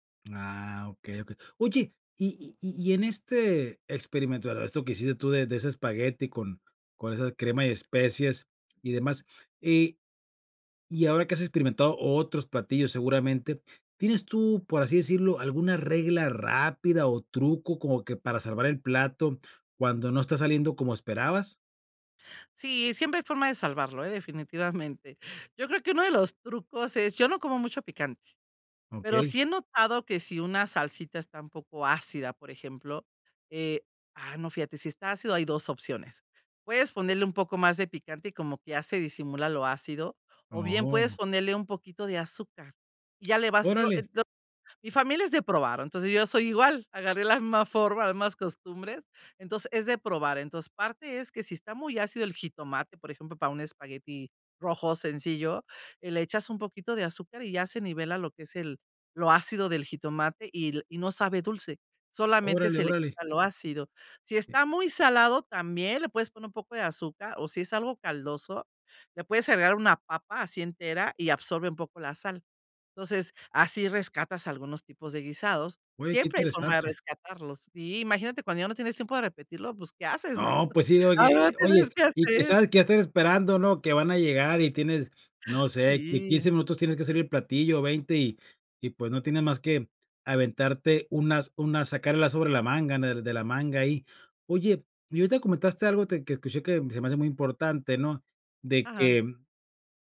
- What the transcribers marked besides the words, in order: drawn out: "Ah"; tapping; unintelligible speech; laughing while speaking: "algo tienes que hacer"
- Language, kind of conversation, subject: Spanish, podcast, ¿Cómo te animas a experimentar en la cocina sin una receta fija?